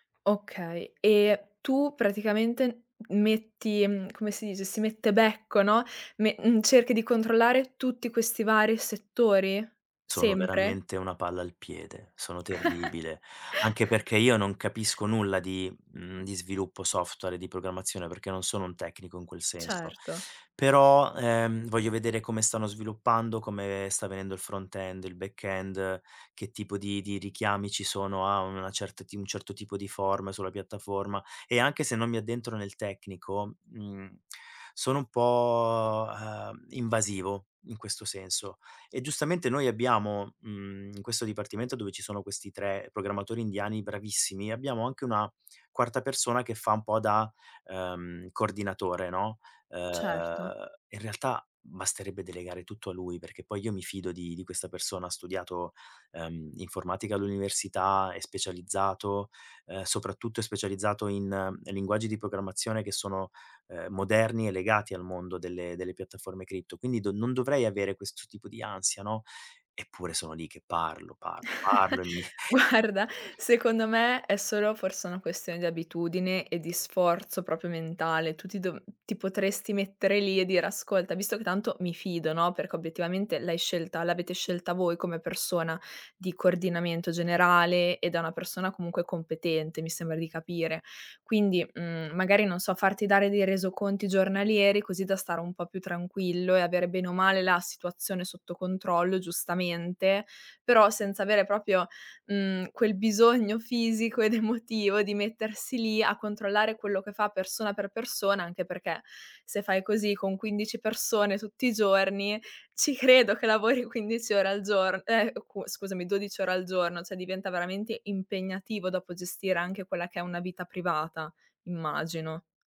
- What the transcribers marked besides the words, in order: chuckle; in English: "front-end"; in English: "back-end"; drawn out: "po'"; chuckle; laughing while speaking: "Guarda"; other background noise; "proprio" said as "propio"; "proprio" said as "propio"; "cioè" said as "ceh"
- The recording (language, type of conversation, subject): Italian, advice, Come posso gestire l’esaurimento e lo stress da lavoro in una start-up senza pause?
- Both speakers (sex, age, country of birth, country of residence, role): female, 20-24, Italy, Italy, advisor; male, 40-44, Italy, Italy, user